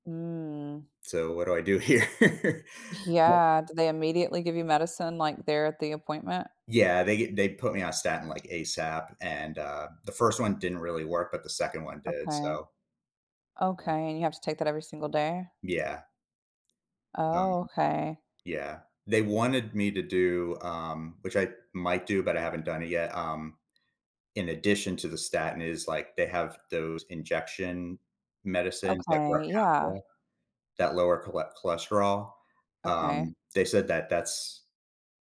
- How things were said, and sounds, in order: drawn out: "Mm"; laughing while speaking: "here?"
- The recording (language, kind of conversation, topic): English, advice, How do I cope and find next steps after an unexpected health scare?
- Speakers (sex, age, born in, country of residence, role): female, 35-39, United States, United States, advisor; male, 40-44, United States, United States, user